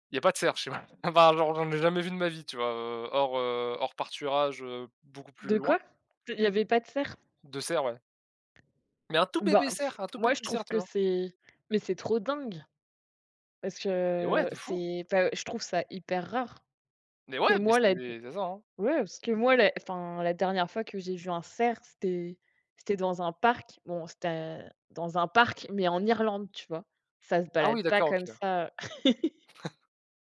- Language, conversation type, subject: French, unstructured, As-tu déjà vu un animal sauvage près de chez toi ?
- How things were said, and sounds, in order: other background noise; chuckle; "pâturage" said as "parturage"; blowing; stressed: "parc"; laugh; chuckle